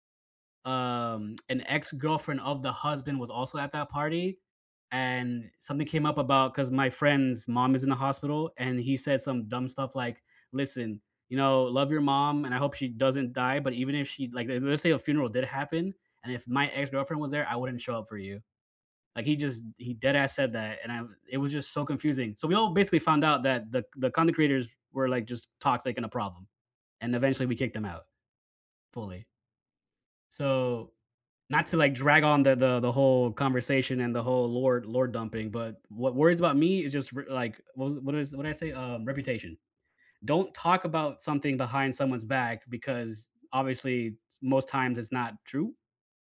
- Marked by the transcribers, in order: tsk
- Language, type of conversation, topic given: English, unstructured, What worries you most about losing a close friendship because of a misunderstanding?
- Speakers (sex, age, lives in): male, 30-34, United States; male, 35-39, United States